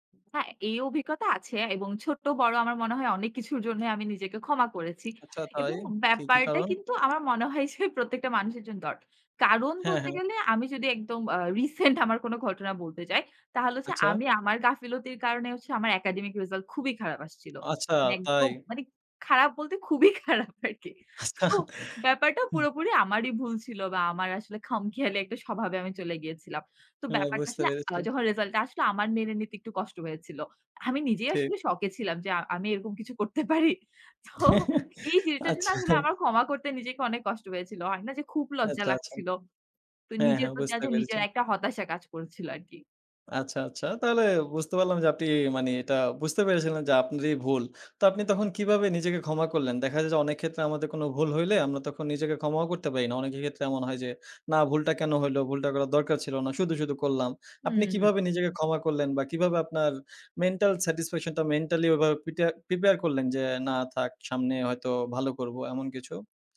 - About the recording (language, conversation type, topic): Bengali, podcast, আপনার কি কখনও এমন অভিজ্ঞতা হয়েছে, যখন আপনি নিজেকে ক্ষমা করতে পেরেছেন?
- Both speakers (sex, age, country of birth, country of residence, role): female, 25-29, Bangladesh, Bangladesh, guest; male, 20-24, Bangladesh, Bangladesh, host
- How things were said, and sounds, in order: other noise; laughing while speaking: "খারাপ বলতে খুবই খারাপ আরকি"; laugh; tapping; other background noise; laughing while speaking: "করতে পারি। তো এই যেটার"; laugh